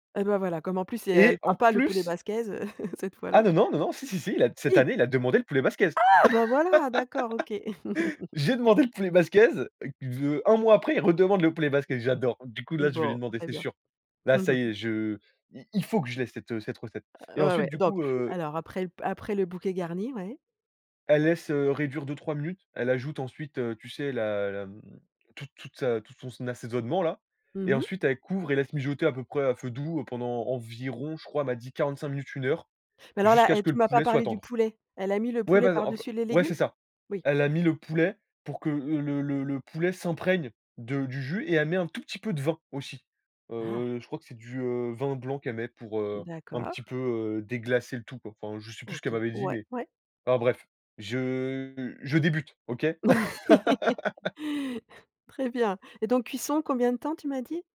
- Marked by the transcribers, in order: chuckle; surprised: "Eh !"; anticipating: "Ah!"; laugh; chuckle; chuckle; stressed: "vin"; laugh; tapping
- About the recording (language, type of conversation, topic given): French, podcast, Y a-t-il une recette transmise dans ta famille ?